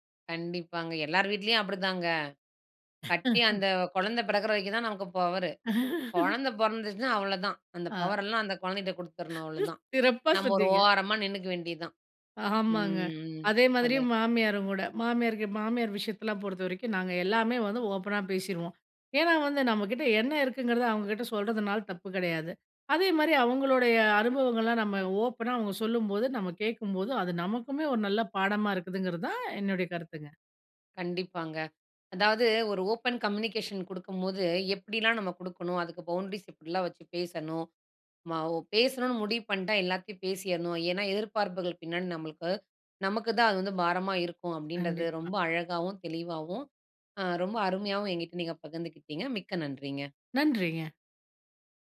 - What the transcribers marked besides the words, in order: background speech; laugh; laugh; laughing while speaking: "ம். சிறப்பா, சொன்னீங்க"; drawn out: "ம்"; in English: "ஓப்பன் கம்யூனிகேஷன்"; in English: "பவுண்ட்ரீஸ்"
- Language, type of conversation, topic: Tamil, podcast, திறந்த மனத்துடன் எப்படிப் பயனுள்ளதாகத் தொடர்பு கொள்ளலாம்?